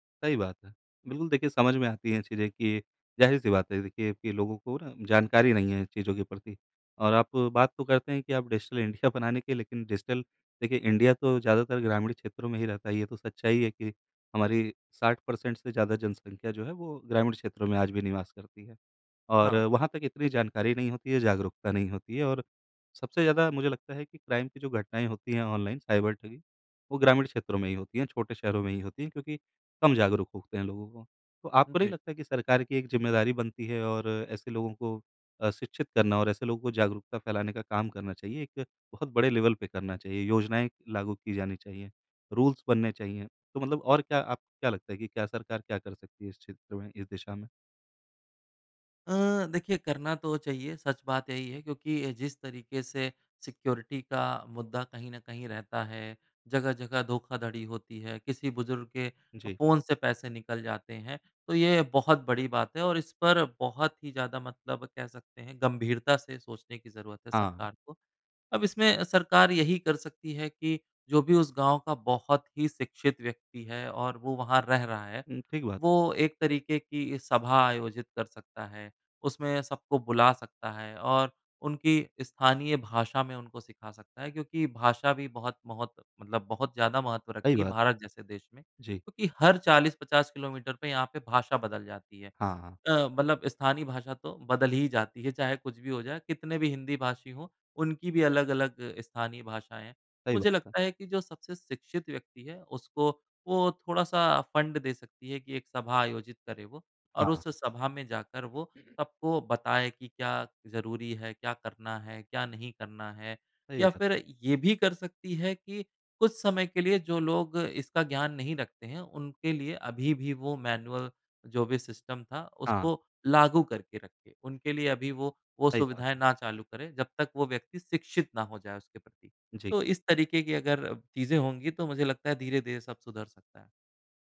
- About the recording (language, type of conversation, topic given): Hindi, podcast, पासवर्ड और ऑनलाइन सुरक्षा के लिए आपकी आदतें क्या हैं?
- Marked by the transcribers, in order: in English: "डिजिटल इंडिया"; in English: "डिजिटल"; in English: "इंडिया"; in English: "क्राइम"; in English: "साइबर"; in English: "लेवल"; in English: "रूल्स"; in English: "सिक्योरिटी"; "बहुत" said as "महोत"; in English: "फंड"; tapping; other background noise; in English: "मैनुअल"; in English: "सिस्टम"